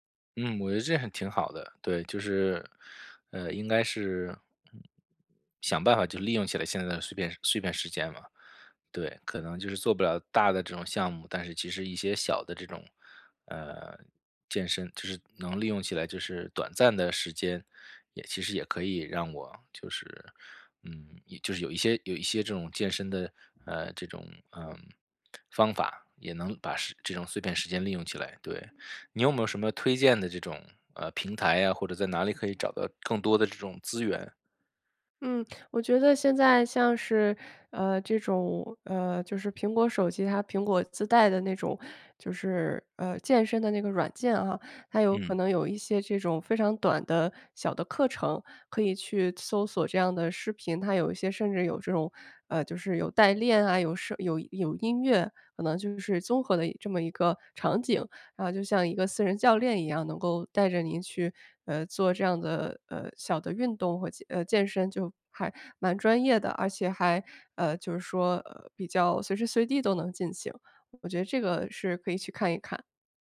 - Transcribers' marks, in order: none
- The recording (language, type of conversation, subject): Chinese, advice, 在忙碌的生活中，我如何坚持自我照护？